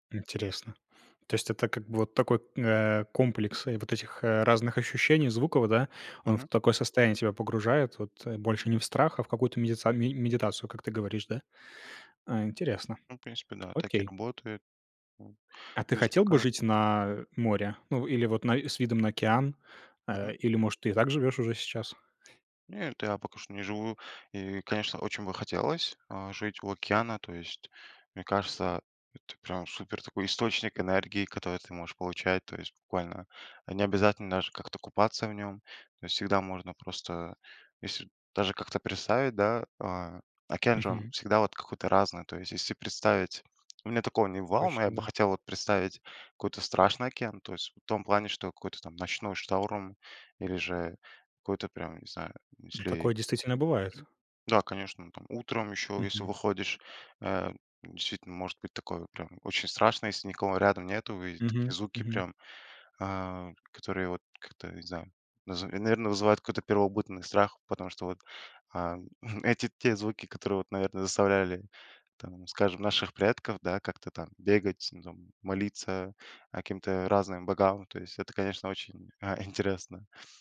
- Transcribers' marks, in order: tapping; "представить" said as "присавить"; "какой-то" said as "кой-то"; chuckle; chuckle
- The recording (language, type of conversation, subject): Russian, podcast, Какие звуки природы тебе нравятся слушать и почему?